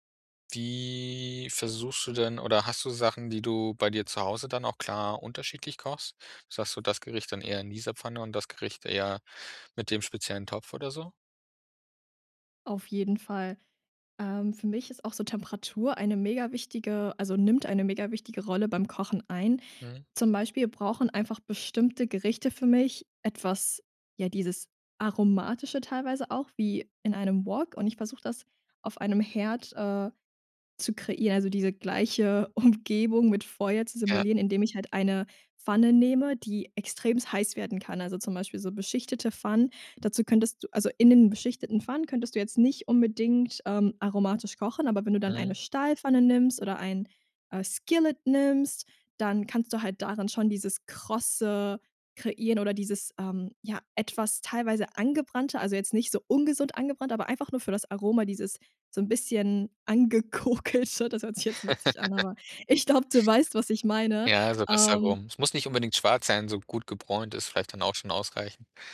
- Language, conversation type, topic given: German, podcast, Gibt es ein verlorenes Rezept, das du gerne wiederhättest?
- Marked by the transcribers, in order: drawn out: "wie"; laughing while speaking: "Umgebung"; in English: "Skillet"; laughing while speaking: "angekokelte"; laugh; laughing while speaking: "ich glaube"